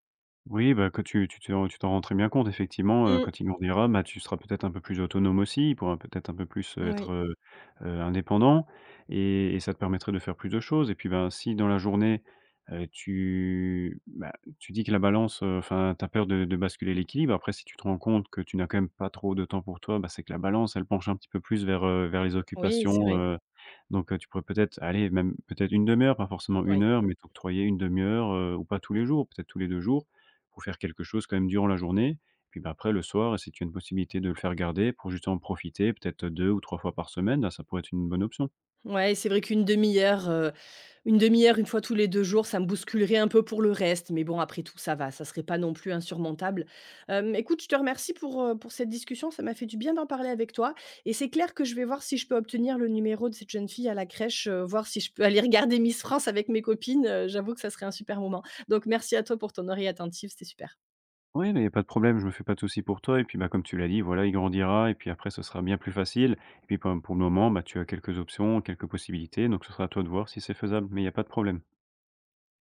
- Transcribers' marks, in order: none
- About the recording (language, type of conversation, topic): French, advice, Comment faire pour trouver du temps pour moi et pour mes loisirs ?